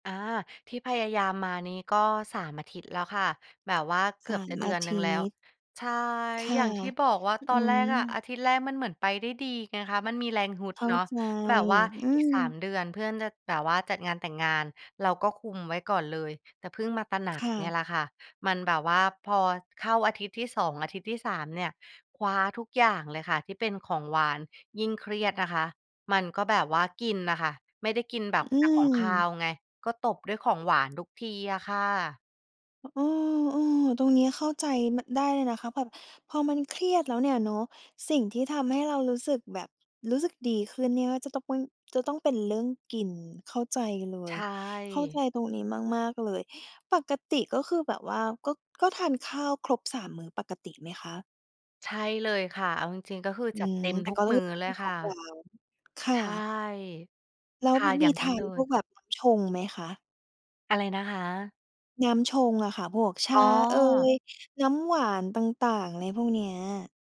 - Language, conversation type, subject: Thai, advice, ทำไมฉันถึงควบคุมอาหารไม่สำเร็จระหว่างลดน้ำหนัก และควรเริ่มปรับอย่างไร?
- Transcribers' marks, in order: unintelligible speech